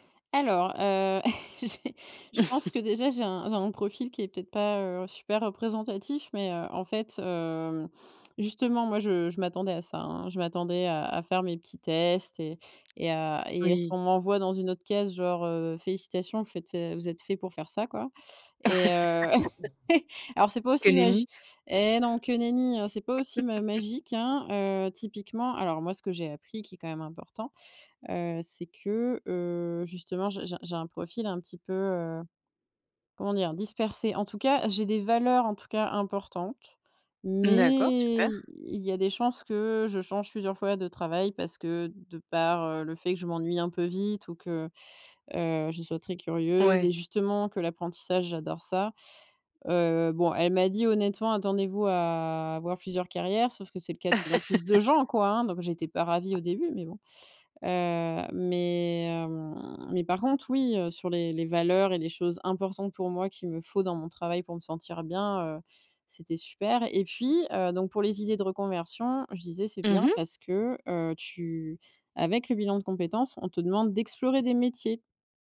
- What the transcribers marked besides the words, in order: chuckle; laughing while speaking: "j'ai"; chuckle; laugh; other background noise; laugh; chuckle; drawn out: "mais"; drawn out: "à"; laugh; tapping
- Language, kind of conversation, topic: French, podcast, Comment peut-on tester une idée de reconversion sans tout quitter ?